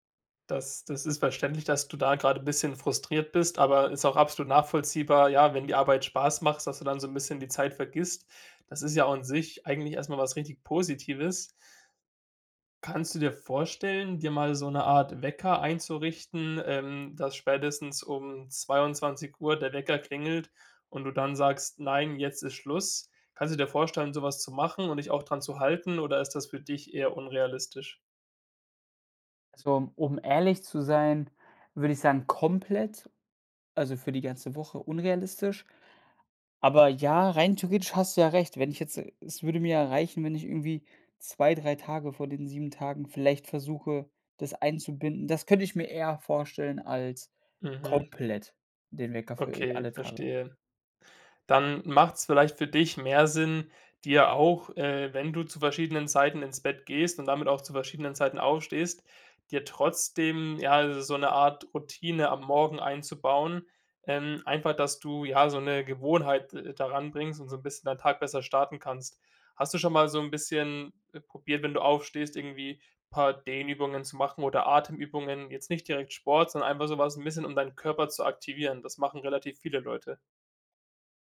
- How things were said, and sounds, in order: none
- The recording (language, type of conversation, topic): German, advice, Wie kann ich eine feste Morgen- oder Abendroutine entwickeln, damit meine Tage nicht mehr so chaotisch beginnen?